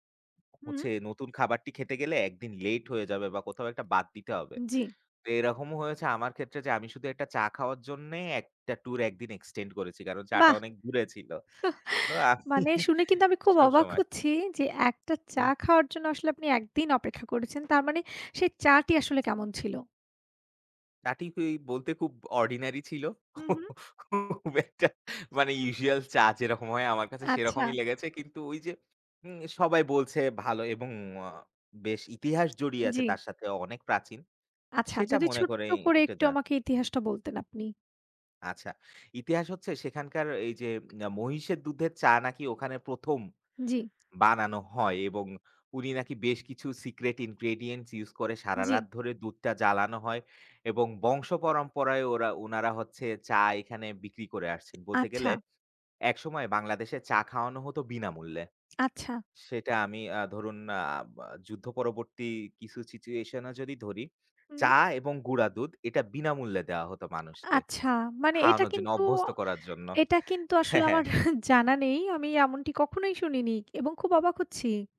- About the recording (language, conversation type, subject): Bengali, unstructured, ভ্রমণের সময় আপনি কোন বিষয়টি সবচেয়ে বেশি উপভোগ করেন?
- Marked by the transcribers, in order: other background noise; chuckle; laughing while speaking: "খুব একটা মানে ইউজুয়াল চা যেরকম হয় আমার কাছে সেরকমই লেগেছে"